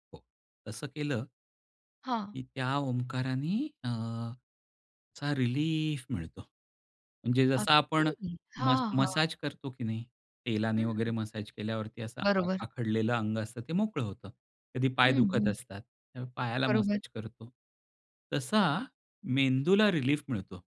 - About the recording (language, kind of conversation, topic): Marathi, podcast, तणाव कमी करण्यासाठी तुम्ही कोणती साधी पद्धत वापरता?
- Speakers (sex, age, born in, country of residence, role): female, 35-39, India, India, host; male, 50-54, India, India, guest
- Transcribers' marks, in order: trusting: "रिलीफ"; drawn out: "रिलीफ"; in English: "रिलीफ"; anticipating: "अगदी"; in English: "रिलीफ"